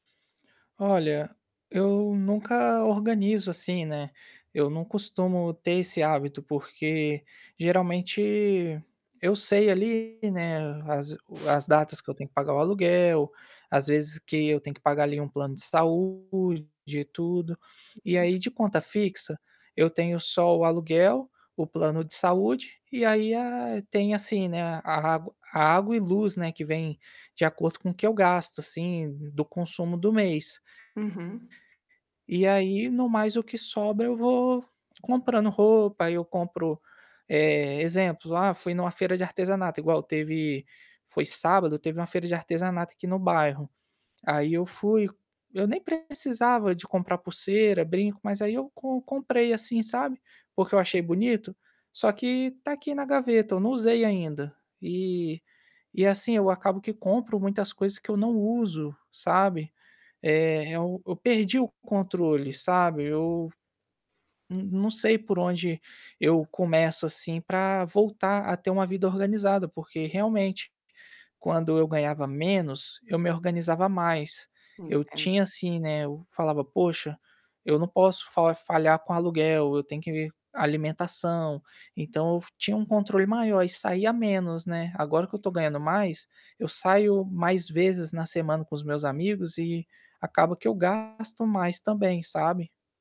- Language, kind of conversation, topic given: Portuguese, advice, Como posso manter um orçamento e controlar gastos impulsivos?
- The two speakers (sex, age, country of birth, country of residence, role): female, 20-24, Italy, Italy, advisor; male, 25-29, Brazil, Spain, user
- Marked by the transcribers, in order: distorted speech; static; tapping; other background noise; unintelligible speech